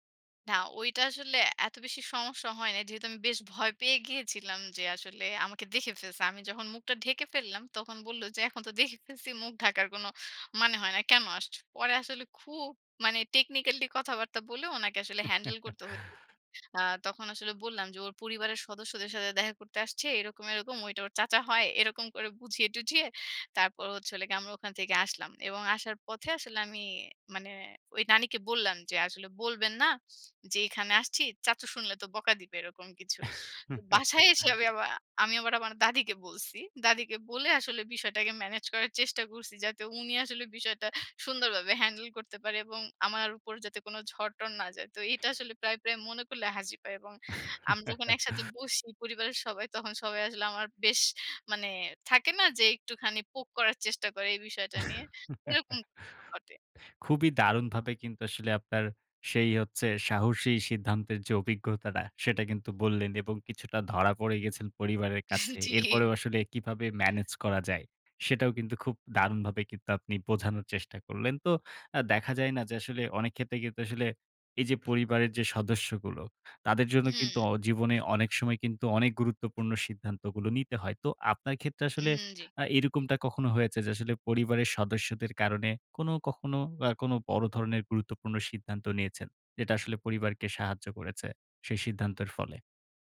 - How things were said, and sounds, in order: in English: "technically"; chuckle; other background noise; chuckle; chuckle; chuckle; unintelligible speech; laughing while speaking: "জি, জি"
- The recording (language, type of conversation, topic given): Bengali, podcast, জীবনে আপনি সবচেয়ে সাহসী সিদ্ধান্তটি কী নিয়েছিলেন?